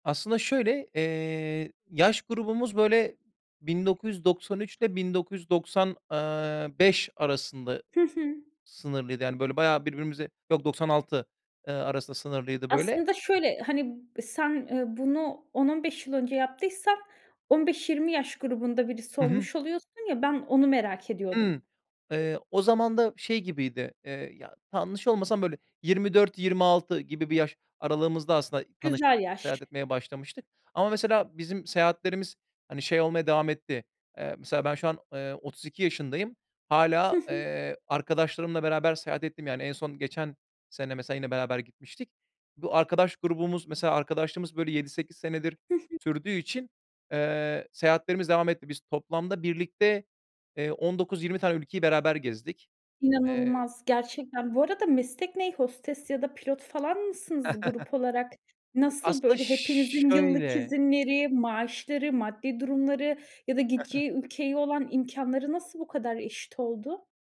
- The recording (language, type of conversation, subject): Turkish, podcast, Tek başına seyahat etmekten ne öğrendin?
- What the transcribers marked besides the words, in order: other background noise; tapping; chuckle; chuckle